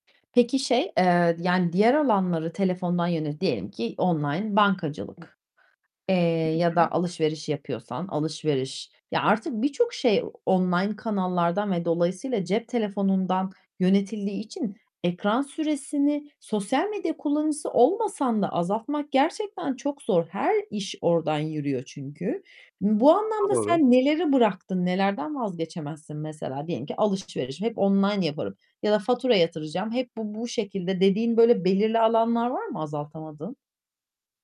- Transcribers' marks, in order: other background noise; tapping; static; distorted speech
- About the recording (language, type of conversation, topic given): Turkish, podcast, Ekran kullanımı uykunu nasıl etkiliyor ve bunun için neler yapıyorsun?